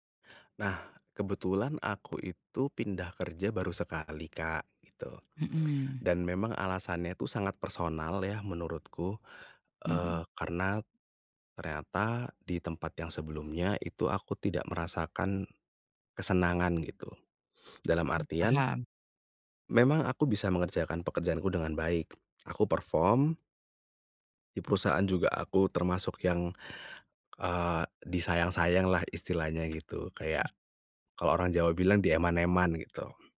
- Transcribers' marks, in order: tapping; other background noise; chuckle; in Javanese: "dieman-eman"
- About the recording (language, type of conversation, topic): Indonesian, podcast, Bagaimana cara menjelaskan kepada orang tua bahwa kamu perlu mengubah arah karier dan belajar ulang?